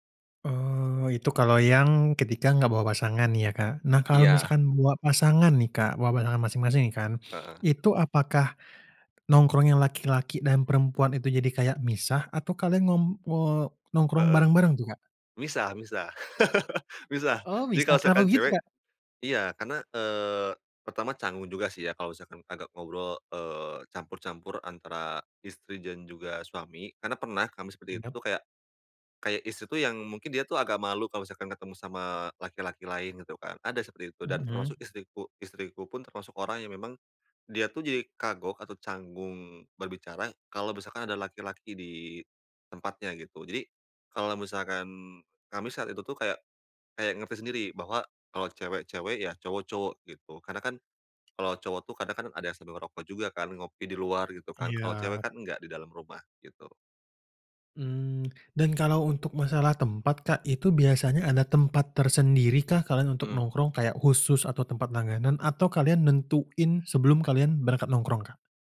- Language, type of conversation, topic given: Indonesian, podcast, Apa peran nongkrong dalam persahabatanmu?
- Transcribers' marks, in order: other background noise; laugh; tapping